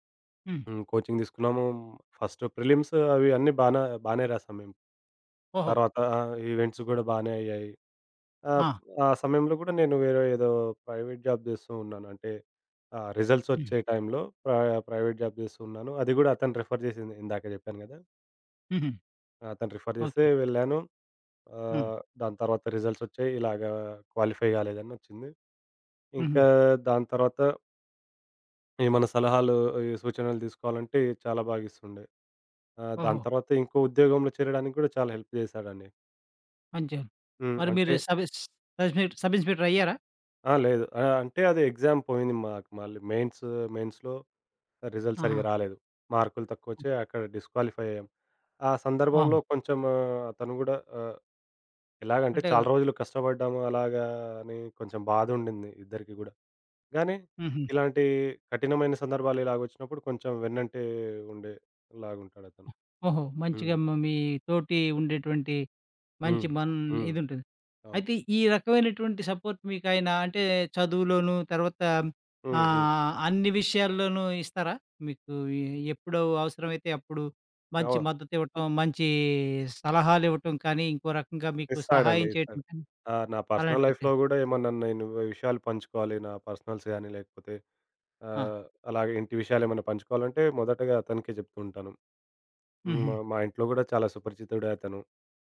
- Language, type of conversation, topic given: Telugu, podcast, స్నేహితుడి మద్దతు నీ జీవితాన్ని ఎలా మార్చింది?
- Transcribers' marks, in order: in English: "కోచింగ్"; in English: "ప్రిలిమ్సు"; in English: "ఈవెంట్స్"; in English: "ప్రైవేట్ జాబ్"; in English: "రిజల్ట్స్"; in English: "ప్ర ప్రైవేట్ జాబ్"; in English: "రిఫర్"; in English: "రిఫర్"; other background noise; in English: "క్వాలిఫై"; in English: "హెల్ప్"; in English: "ఎగ్జామ్"; in English: "మెయిన్స్ మెయిన్స్‌లో రిజల్ట్"; in English: "డిస్‌క్వాలిఫై"; in English: "సపోర్ట్"; in English: "పర్సనల్ లైఫ్‌లో"; in English: "పర్సనల్స్"